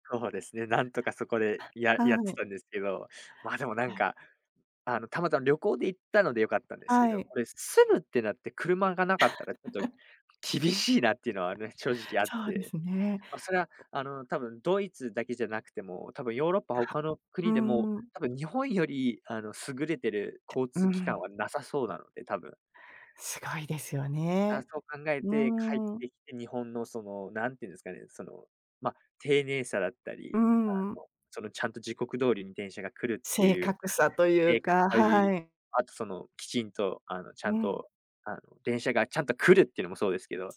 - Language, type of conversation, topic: Japanese, podcast, 一番忘れられない旅の出来事は何ですか？
- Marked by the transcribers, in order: other noise; chuckle; other background noise; tapping